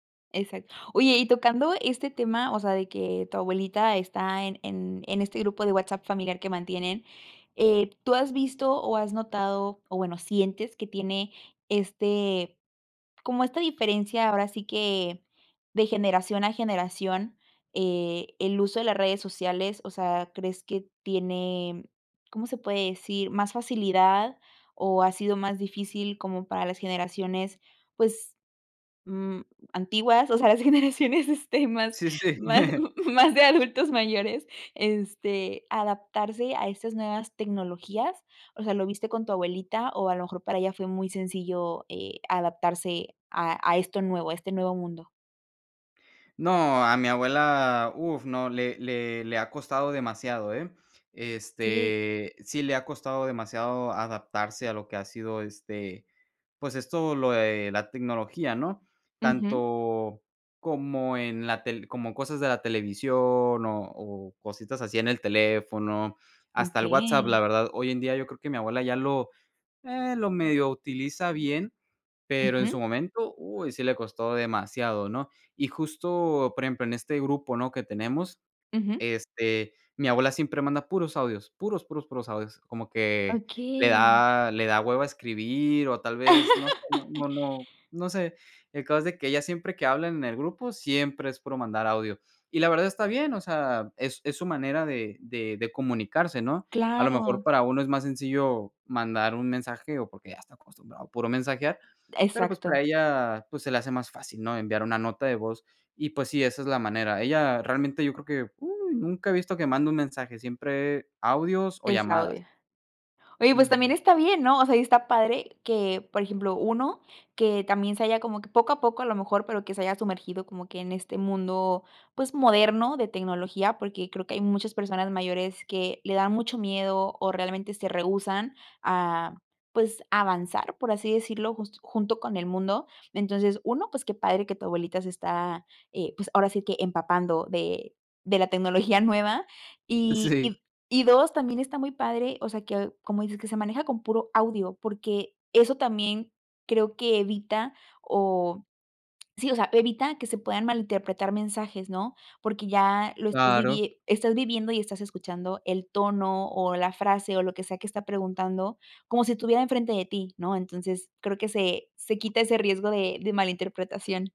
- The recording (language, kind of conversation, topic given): Spanish, podcast, ¿Qué impacto tienen las redes sociales en las relaciones familiares?
- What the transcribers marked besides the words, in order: laughing while speaking: "las generaciones, este"; chuckle; laughing while speaking: "más de adultos"; chuckle; laugh; laughing while speaking: "Sí"